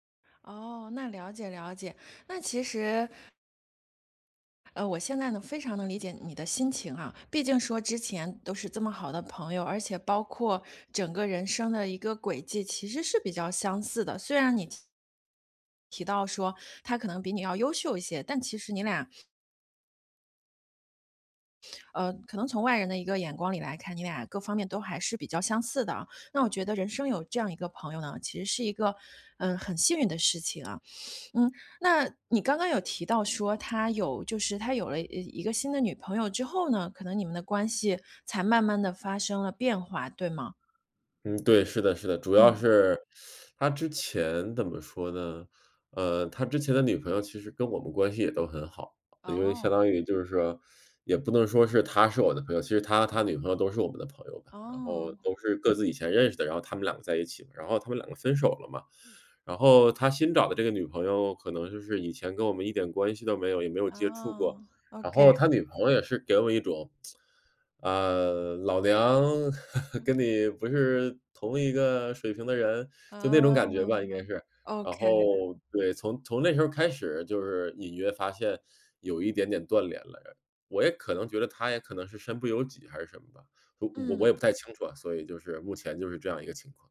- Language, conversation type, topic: Chinese, advice, 在和朋友的关系里总是我单方面付出，我该怎么办？
- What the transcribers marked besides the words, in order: inhale; other background noise; tapping; tsk; laugh; drawn out: "嗯"